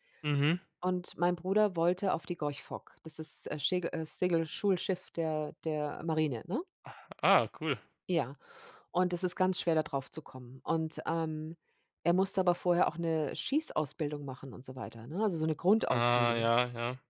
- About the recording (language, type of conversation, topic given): German, podcast, Wie prägen Großeltern die Wertvorstellungen jüngerer Generationen?
- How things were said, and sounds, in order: drawn out: "Ah"